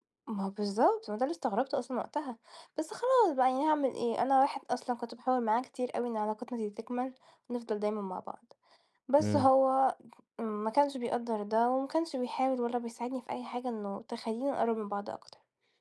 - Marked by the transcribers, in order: none
- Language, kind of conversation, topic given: Arabic, advice, إزاي أتعامل مع الوجع اللي بحسه لما أشوف شريكي/شريكتي السابق/السابقة مع حد جديد؟